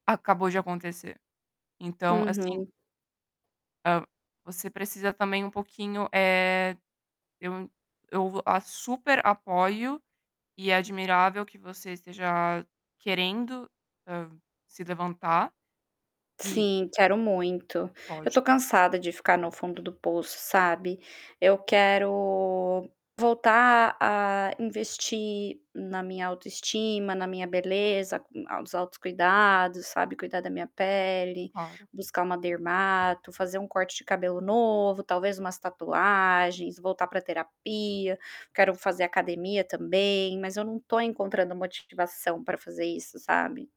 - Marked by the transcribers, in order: static; other background noise
- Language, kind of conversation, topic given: Portuguese, advice, Como posso lidar com a baixa autoestima após um término e com o medo de rejeição?